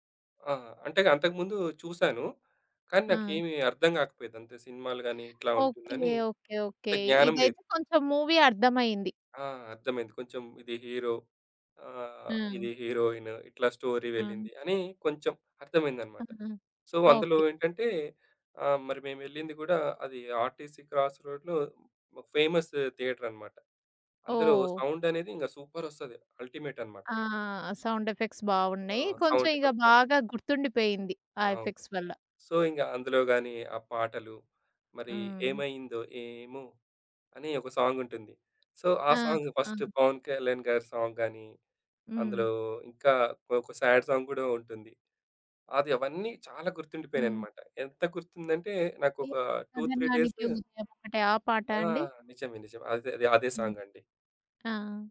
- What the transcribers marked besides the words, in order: in English: "మూవీ"; in English: "స్టోరీ"; in English: "సో"; other background noise; in English: "ఫేమస్ థియేటర్"; in English: "సౌండ్"; in English: "సూపర్"; in English: "అల్టిమేట్"; in English: "సౌండ్ ఎఫెక్ట్స్"; in English: "సౌండ్ ఎఫెక్ట్"; in English: "ఎఫెక్ట్స్"; in English: "సో"; in English: "సాంగ్"; in English: "సో"; in English: "సాంగ్ ఫస్ట్"; in English: "సాంగ్‌గాని"; in English: "సాడ్ సాంగ్"; in English: "టూ త్రీ"; in English: "సాంగ్"
- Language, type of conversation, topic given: Telugu, podcast, సంగీతానికి మీ తొలి జ్ఞాపకం ఏమిటి?